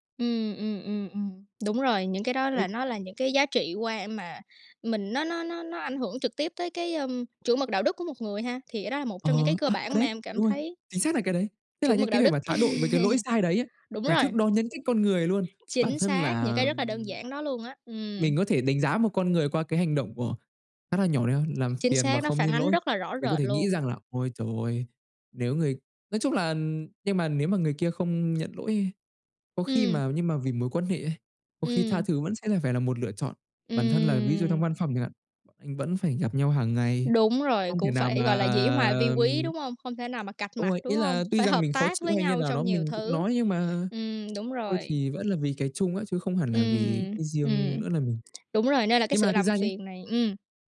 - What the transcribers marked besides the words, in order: chuckle; tapping; other background noise
- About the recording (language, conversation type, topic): Vietnamese, unstructured, Bạn phản ứng thế nào khi ai đó làm phiền bạn nhưng không xin lỗi?